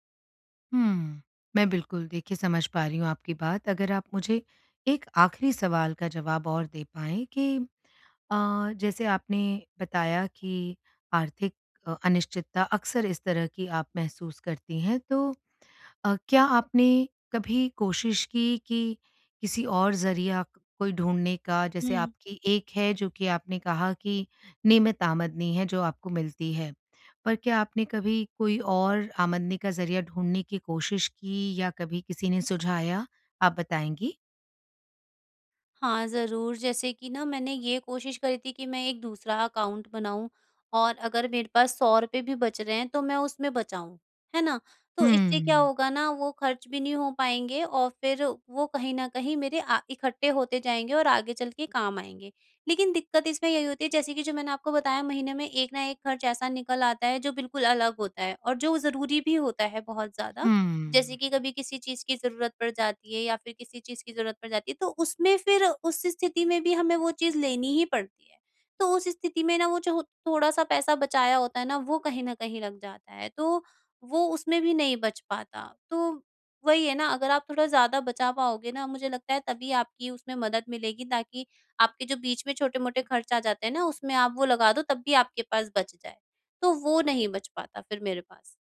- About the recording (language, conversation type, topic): Hindi, advice, आर्थिक अनिश्चितता में अनपेक्षित पैसों के झटकों से कैसे निपटूँ?
- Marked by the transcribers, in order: "आमदनी" said as "आमद्नि"; "आमदनी" said as "आमद्नि"; in English: "अकाउंट"